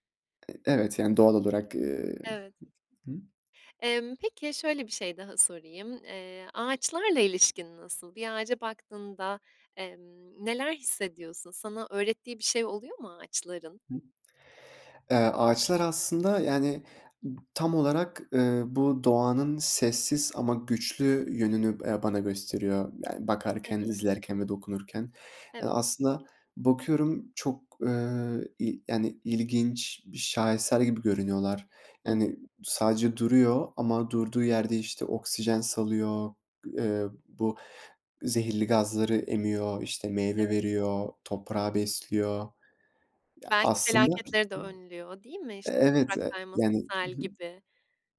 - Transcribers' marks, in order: other noise; other background noise
- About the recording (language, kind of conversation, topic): Turkish, podcast, Doğada küçük şeyleri fark etmek sana nasıl bir bakış kazandırır?